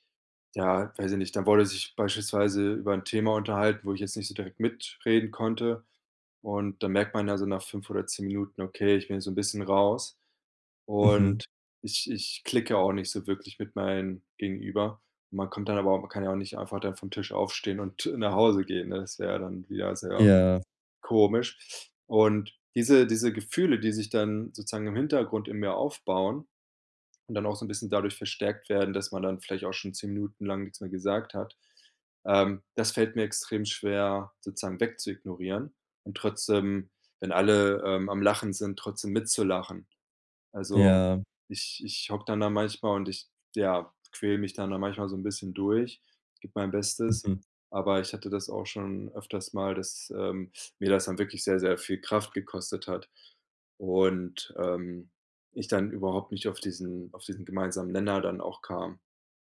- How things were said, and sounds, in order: none
- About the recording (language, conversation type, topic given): German, advice, Wie kann ich meine negativen Selbstgespräche erkennen und verändern?